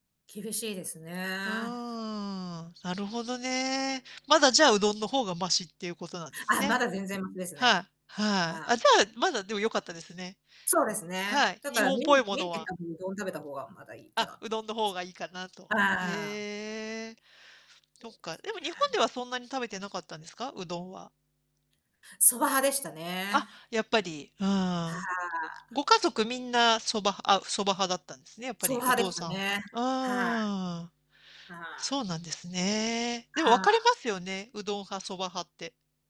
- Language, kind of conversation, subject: Japanese, podcast, 故郷の味で、今でも一番好きなものは何ですか？
- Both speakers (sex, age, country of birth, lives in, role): female, 45-49, Japan, United States, guest; female, 50-54, Japan, Japan, host
- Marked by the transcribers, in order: distorted speech